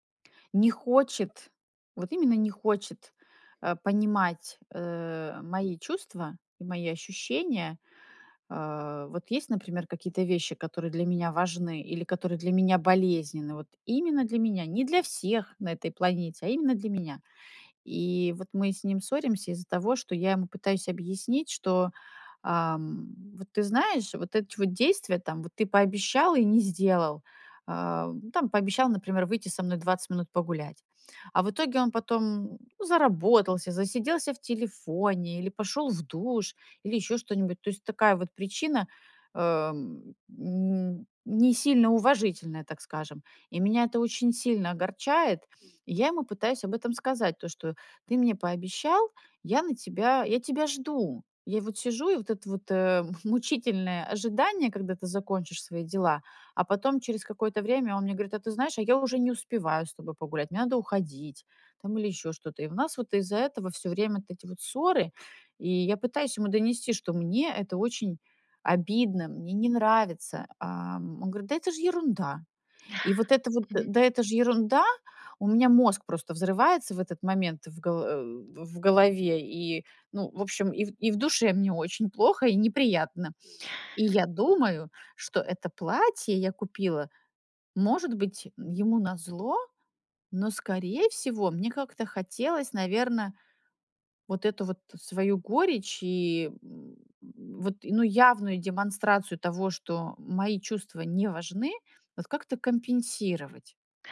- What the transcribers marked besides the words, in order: other background noise
- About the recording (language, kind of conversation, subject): Russian, advice, Почему я постоянно совершаю импульсивные покупки и потом жалею об этом?